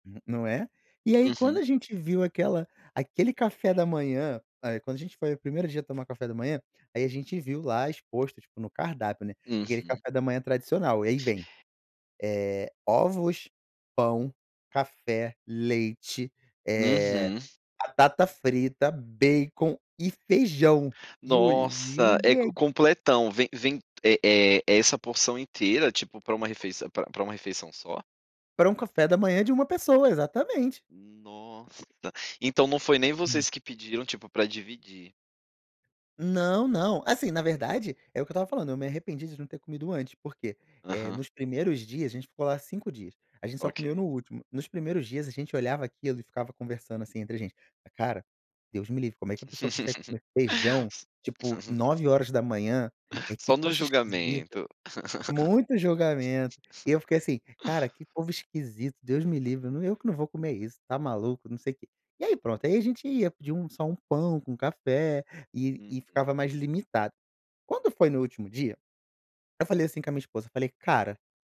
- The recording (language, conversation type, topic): Portuguese, podcast, Você já teve alguma surpresa boa ao provar comida de rua?
- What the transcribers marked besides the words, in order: tapping; laugh; unintelligible speech; laugh; other noise